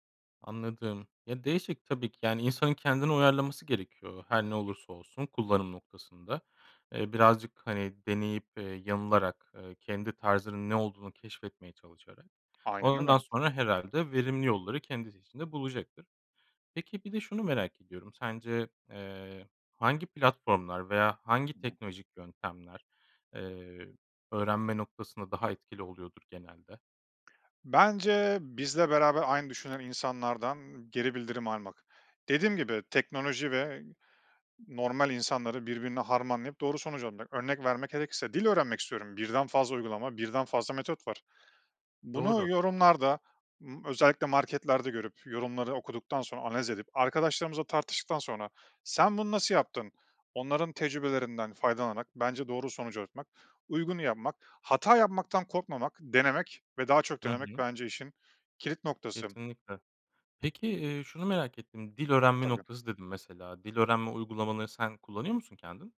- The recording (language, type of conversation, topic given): Turkish, podcast, Teknoloji öğrenme biçimimizi nasıl değiştirdi?
- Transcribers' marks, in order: unintelligible speech; other background noise; tapping; unintelligible speech